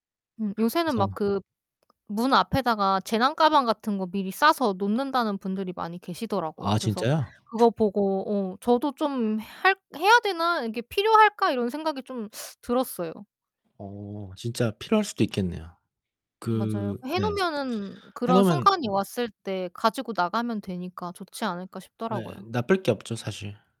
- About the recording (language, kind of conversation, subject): Korean, unstructured, 재난이나 사고 뉴스를 접했을 때 가장 먼저 드는 감정은 무엇인가요?
- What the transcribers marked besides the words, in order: distorted speech; other background noise; tapping